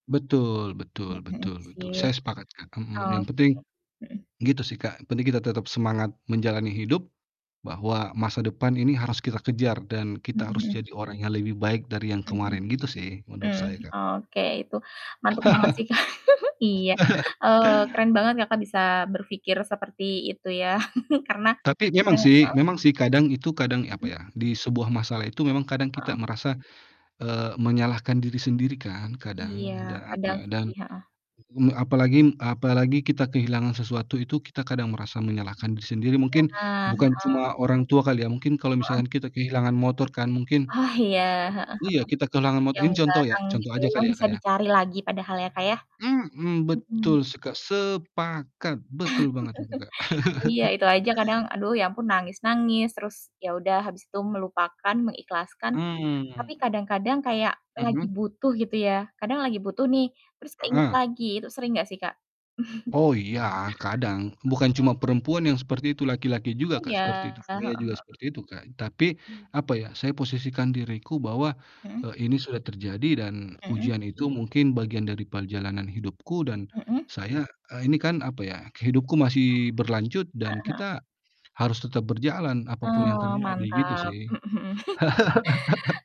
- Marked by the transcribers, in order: tapping; laugh; other background noise; laugh; laughing while speaking: "Kak"; laugh; mechanical hum; distorted speech; static; stressed: "sepakat"; laugh; chuckle; chuckle; laugh
- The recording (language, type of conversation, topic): Indonesian, unstructured, Pernahkah kamu merasa marah pada diri sendiri setelah mengalami kehilangan?